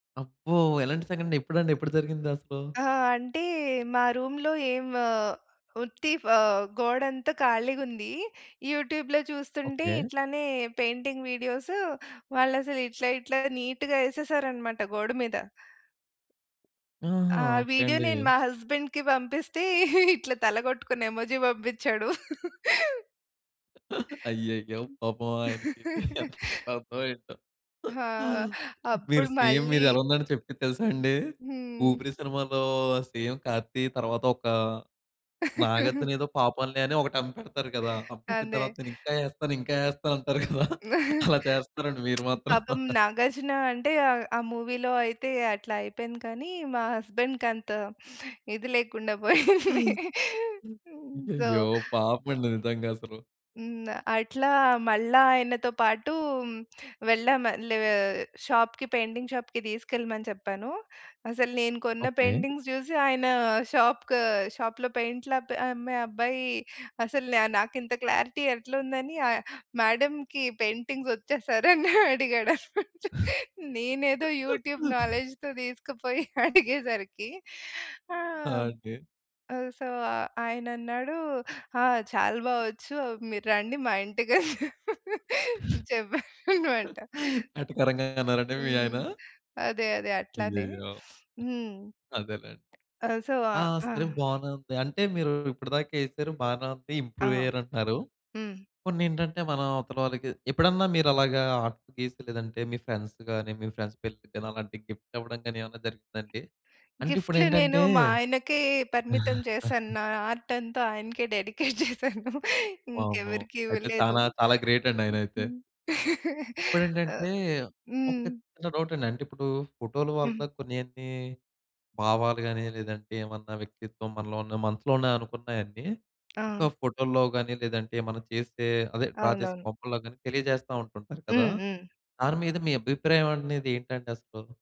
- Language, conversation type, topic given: Telugu, podcast, మీరు మీ మొదటి కళా కృతి లేదా రచనను ఇతరులతో పంచుకున్నప్పుడు మీకు ఎలా అనిపించింది?
- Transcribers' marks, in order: in English: "రూమ్‌లో"; in English: "యూట్యూబ్‌లో"; in English: "నీట్‌గా"; in English: "హస్బెండ్‌కి"; laughing while speaking: "ఇట్లా తల గొట్టుకొన్న ఎమోజి బంపిచ్చాడు"; in English: "ఎమోజి"; laughing while speaking: "అయ్యయ్యో! పాపం ఆయనకి ఎంతకి అర్ధం అయిందో"; other background noise; giggle; in English: "సేమ్"; in English: "సేమ్"; chuckle; tapping; laughing while speaking: "ఇంకా ఏస్తాను అంటారు కదా! అలా చేస్తున్నారండి మీరు మాత్రం"; chuckle; lip smack; in English: "మూవీలో"; in English: "హస్బెండ్"; sniff; laughing while speaking: "పోయింది"; in English: "సో"; in English: "షాప్‌కి పెయింటింగ్ షాప్‌కి"; in English: "పెయింటింగ్స్"; in English: "షాప్‌లో"; in English: "క్లారిటీ"; in English: "మేడమ్‌కి"; laughing while speaking: "పెయింటింగొచ్చా? సార్ అని అడిగాడనమాట. నేనేదో యూట్యూబ్ నాలెడ్జ్‌తో తీసుకుపోయి అడిగేసరికి"; chuckle; in English: "సార్"; chuckle; in English: "యూట్యూబ్ నాలెడ్జ్‌తో"; in English: "సో"; laughing while speaking: "మా ఇంటికని చెప్పారనమాట"; chuckle; sniff; in English: "సో"; in English: "ఇంప్రూవ్"; in English: "ఆర్ట్"; in English: "ఫ్రెండ్స్"; in English: "ఫ్రెండ్స్"; in English: "గిఫ్ట్"; chuckle; in English: "ఆర్ట్"; laughing while speaking: "డెడికేట్ జేశాను"; giggle; in English: "డ్రా"